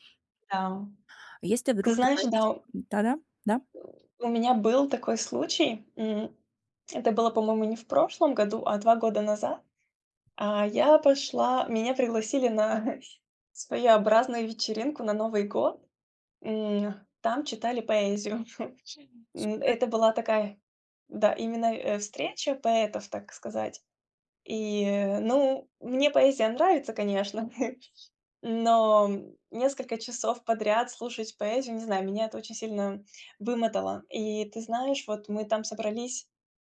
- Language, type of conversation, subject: Russian, advice, Как справиться с давлением и дискомфортом на тусовках?
- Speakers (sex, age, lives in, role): female, 35-39, France, user; female, 40-44, Spain, advisor
- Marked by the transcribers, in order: tapping; other background noise; tsk; chuckle; chuckle; background speech; chuckle